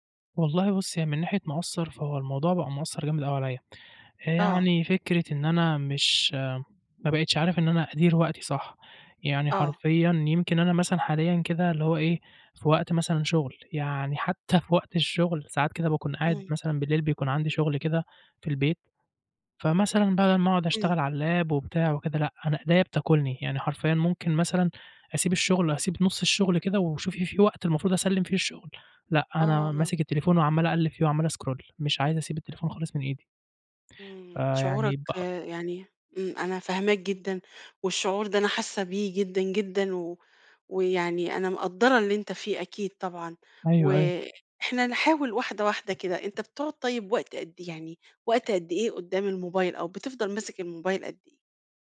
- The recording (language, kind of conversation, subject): Arabic, advice, إزاي بتتعامل مع وقت استخدام الشاشات عندك، وبيأثر ده على نومك وتركيزك إزاي؟
- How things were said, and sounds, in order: in English: "الlap"; in English: "scroll"